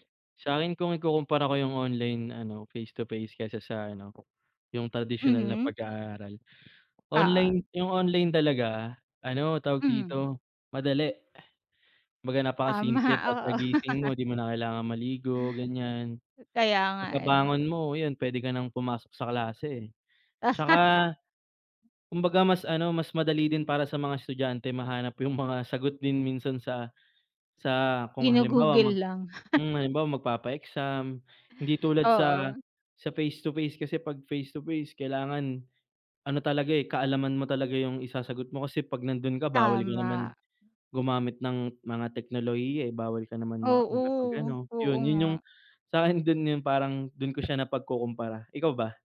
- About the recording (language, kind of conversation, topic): Filipino, unstructured, Paano mo ikinukumpara ang pag-aaral sa internet at ang harapang pag-aaral, at ano ang pinakamahalagang natutuhan mo sa paaralan?
- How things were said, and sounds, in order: tapping; other background noise; laughing while speaking: "Tama"; laugh; chuckle; laughing while speaking: "mga"; chuckle; bird; laughing while speaking: "sakin"